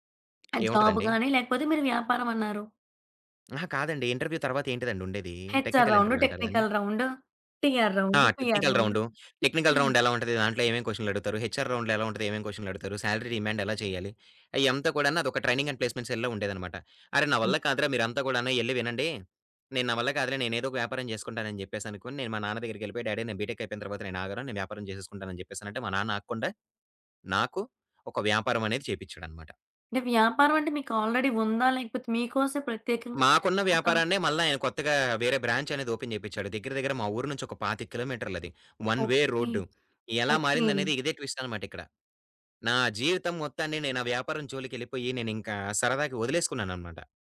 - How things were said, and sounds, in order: lip smack; in English: "జాబ్"; in English: "ఇంటర్‌వ్యూ"; in English: "టెక్నికల్ ఇంటర్‌వ్యూ"; in English: "హెచ్ఆర్"; in English: "టెక్నికల్"; in English: "టీఆర్"; in English: "టెక్నికల్"; in English: "పీఆర్"; in English: "టెక్నికల్"; in English: "హెచ్‌ఆర్ రౌండ్‌లో"; in English: "శాలరీ రిమాండ్"; in English: "ట్రైనింగ్ అండ్ ప్లేస్‌మెంట్ సెల్‌లో"; in English: "డాడీ"; in English: "బీటెక్"; in English: "ఆల్‌రెడీ"; in English: "ఓపెన్"; in English: "వన్ వే"
- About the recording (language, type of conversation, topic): Telugu, podcast, పని-జీవిత సమతుల్యాన్ని మీరు ఎలా నిర్వహిస్తారు?